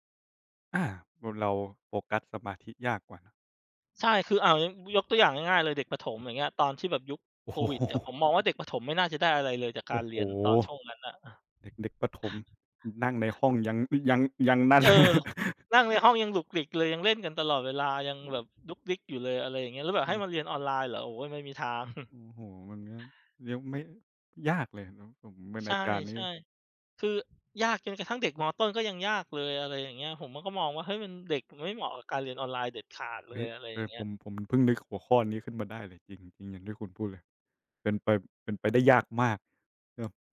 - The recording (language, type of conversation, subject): Thai, unstructured, คุณคิดว่าการเรียนออนไลน์ดีกว่าการเรียนในห้องเรียนหรือไม่?
- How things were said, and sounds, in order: other background noise; laughing while speaking: "โอ้โฮ"; chuckle; chuckle; chuckle